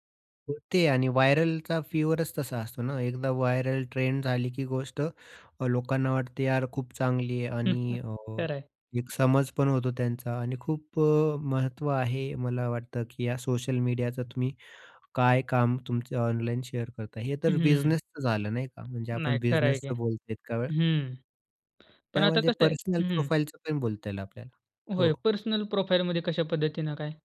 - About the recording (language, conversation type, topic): Marathi, podcast, सोशल मीडियावर तुम्ही तुमचं काम शेअर करता का, आणि का किंवा का नाही?
- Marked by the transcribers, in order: in English: "व्हायरलचा फिवरच"; in English: "व्हायरल"; in English: "शेअर"; tapping; in English: "प्रोफाइलच"; in English: "प्रोफाइलमध्ये"